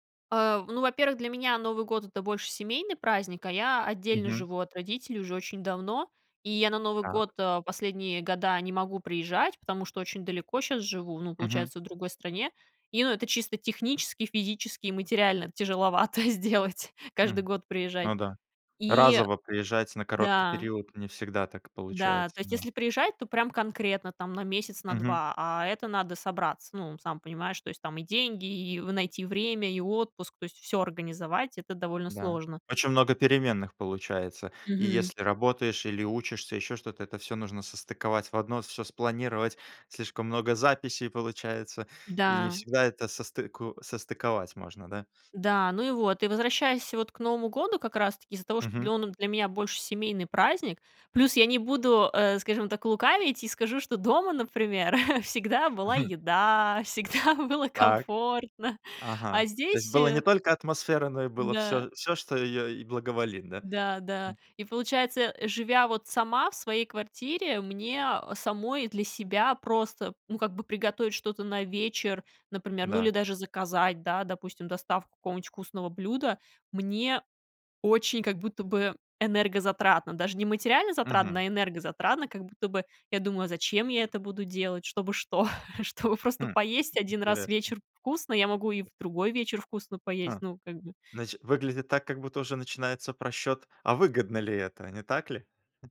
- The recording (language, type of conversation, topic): Russian, podcast, Что делать, если праздновать нужно, а времени совсем нет?
- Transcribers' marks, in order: laughing while speaking: "тяжеловато сделать"; chuckle; laughing while speaking: "всегда было комфортно"; laughing while speaking: "Чтобы что?"; other background noise; tapping